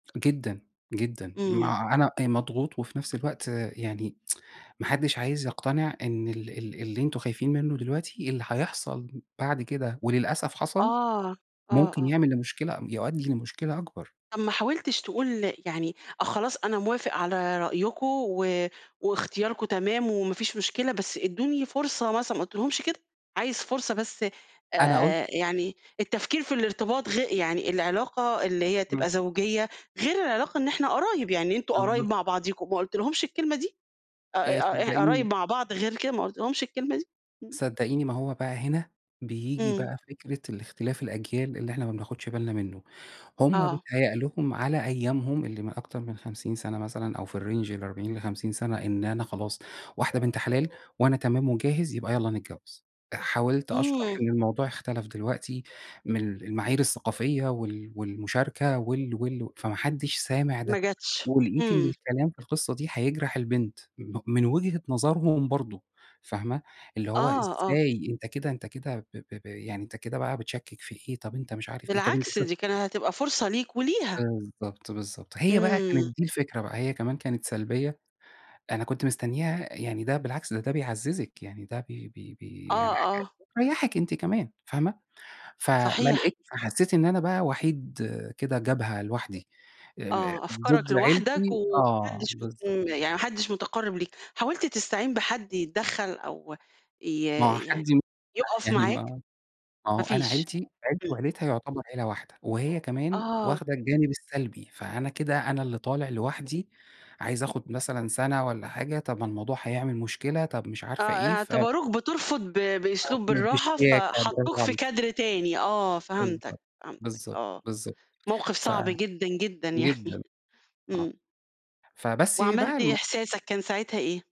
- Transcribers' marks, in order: tsk; in English: "الRange"; other background noise; unintelligible speech; dog barking; laughing while speaking: "يعني"
- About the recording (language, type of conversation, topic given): Arabic, podcast, إزاي بتتعامل مع قرار من العيلة حاسس إنه تقيل عليك؟